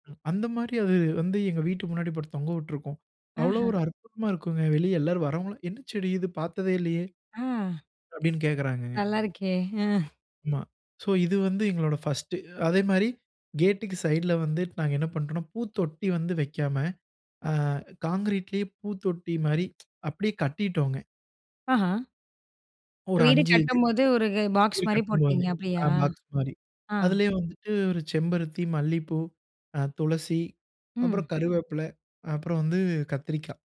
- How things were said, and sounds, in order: in English: "சோ"; in English: "ஃபர்ஸ்ட்டு"; in English: "கான்கிரீட்லேயே"; tsk; in English: "பாக்ஸ்"; in English: "பாக்ஸ்"; other background noise
- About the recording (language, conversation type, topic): Tamil, podcast, சிறிய வீட்டை வசதியாகவும் விசாலமாகவும் மாற்ற நீங்கள் என்னென்ன வழிகளைப் பயன்படுத்துகிறீர்கள்?